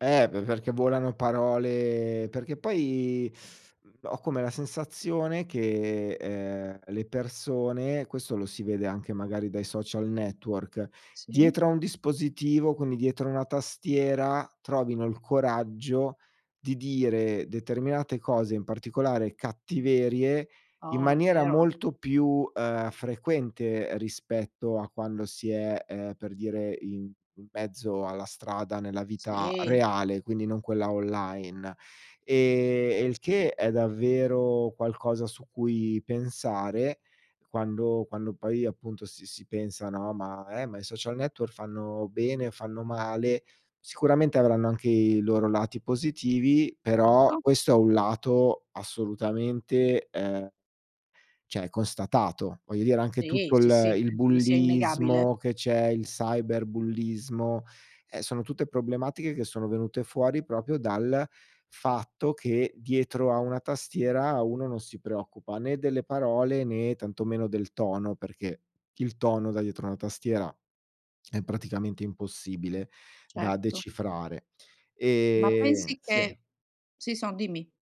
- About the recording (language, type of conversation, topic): Italian, podcast, Quanto conta il tono rispetto alle parole?
- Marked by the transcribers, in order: teeth sucking; "cioè" said as "ceh"; "proprio" said as "propio"